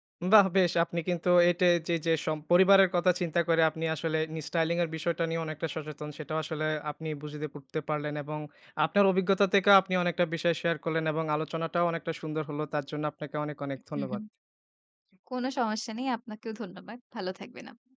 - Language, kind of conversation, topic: Bengali, podcast, স্টাইলিংয়ে সোশ্যাল মিডিয়ার প্রভাব আপনি কেমন দেখেন?
- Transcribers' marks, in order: "বুঝেতে" said as "বুজেতে"; "করতে" said as "কুরতে"; "থেকেও" said as "তেকেও"